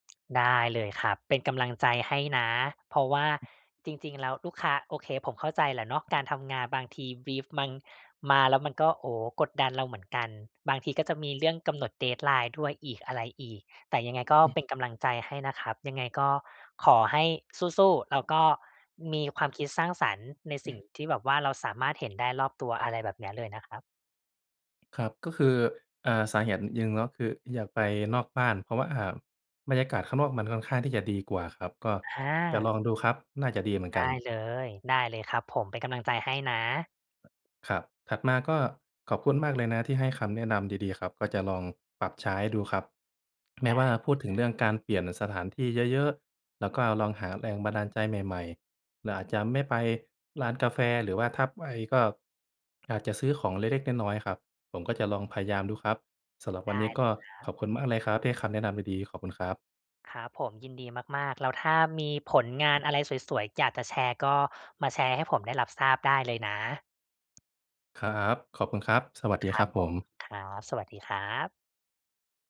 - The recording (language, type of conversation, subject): Thai, advice, ทำอย่างไรให้ทำงานสร้างสรรค์ได้ทุกวันโดยไม่เลิกกลางคัน?
- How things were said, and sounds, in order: other noise; tapping; in English: "บรีฟ"; "มัน" said as "มัง"; other background noise; "หนึ่ง" said as "ยึง"